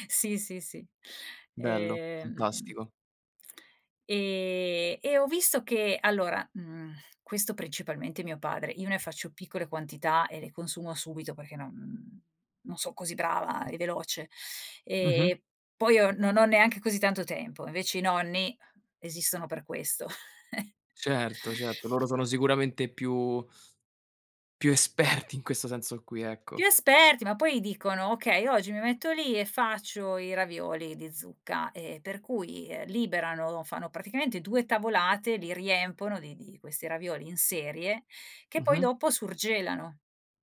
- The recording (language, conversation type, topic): Italian, podcast, C’è una ricetta che racconta la storia della vostra famiglia?
- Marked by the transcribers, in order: tapping; chuckle; laughing while speaking: "esperti"; "riempiono" said as "riempono"